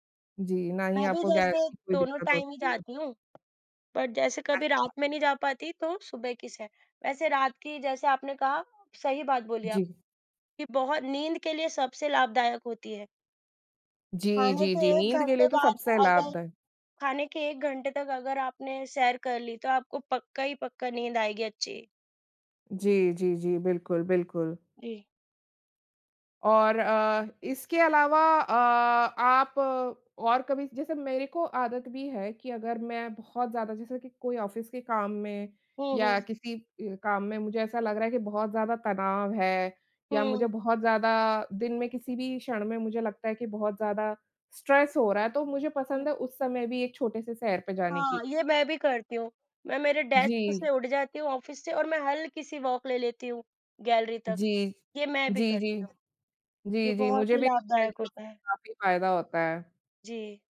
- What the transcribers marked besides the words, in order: in English: "टाइम"; tapping; in English: "बट"; in English: "ऑफ़िस"; other background noise; in English: "स्ट्रेस"; in English: "डेस्क"; in English: "ऑफ़िस"; in English: "वॉक"
- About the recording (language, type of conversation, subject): Hindi, unstructured, सुबह की सैर या शाम की सैर में से आपके लिए कौन सा समय बेहतर है?